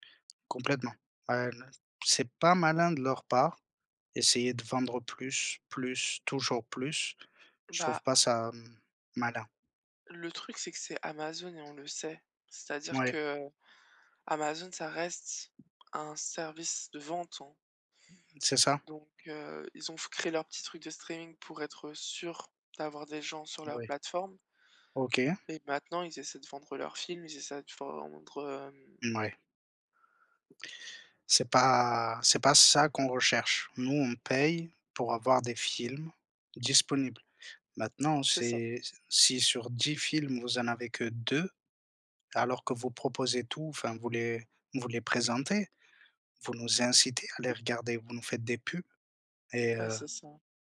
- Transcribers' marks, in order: other background noise; tapping
- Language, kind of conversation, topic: French, unstructured, Quel rôle les plateformes de streaming jouent-elles dans vos loisirs ?